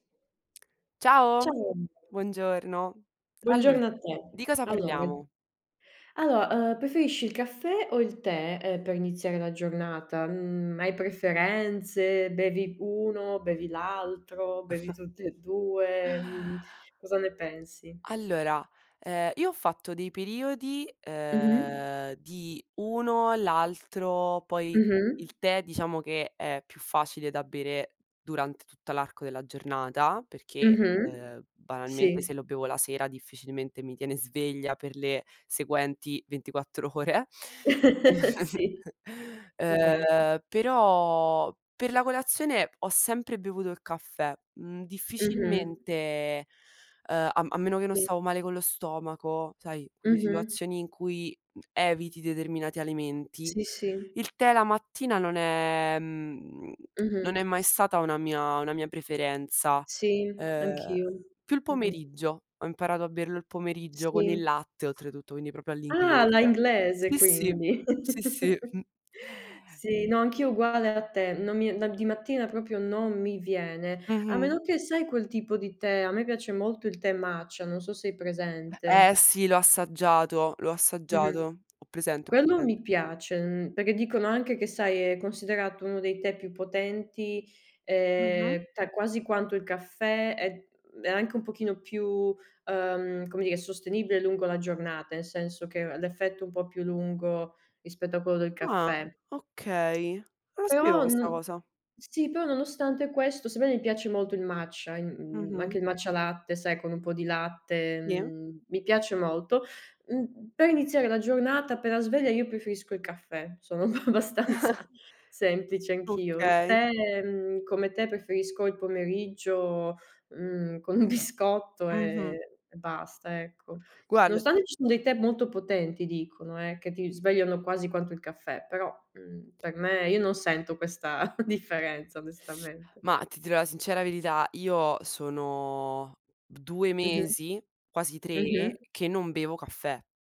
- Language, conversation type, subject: Italian, unstructured, Preferisci il caffè o il tè per iniziare la giornata e perché?
- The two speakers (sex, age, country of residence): female, 25-29, Italy; female, 30-34, Italy
- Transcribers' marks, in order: other background noise; "Allora" said as "allore"; chuckle; chuckle; lip smack; tapping; chuckle; "proprio" said as "propio"; chuckle; laughing while speaking: "abbastanza"; laughing while speaking: "un biscotto"; chuckle; teeth sucking